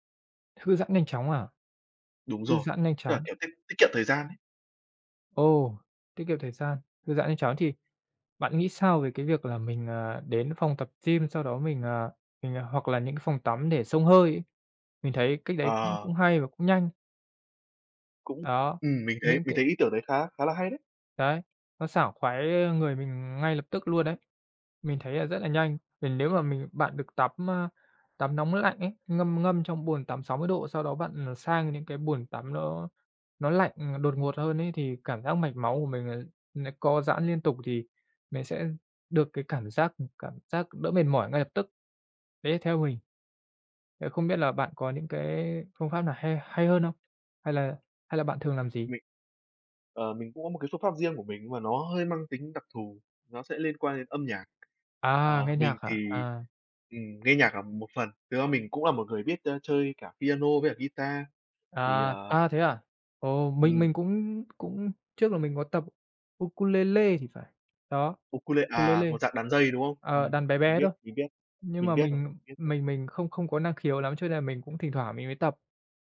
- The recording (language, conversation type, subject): Vietnamese, unstructured, Bạn thường dành thời gian rảnh để làm gì?
- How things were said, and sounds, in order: tapping